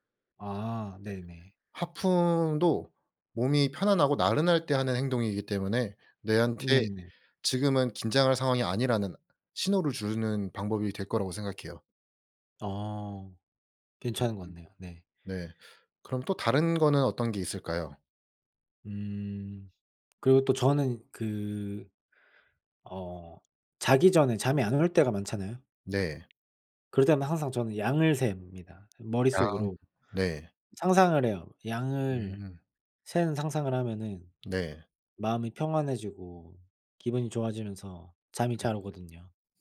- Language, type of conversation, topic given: Korean, unstructured, 좋은 감정을 키우기 위해 매일 실천하는 작은 습관이 있으신가요?
- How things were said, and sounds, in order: other background noise; tapping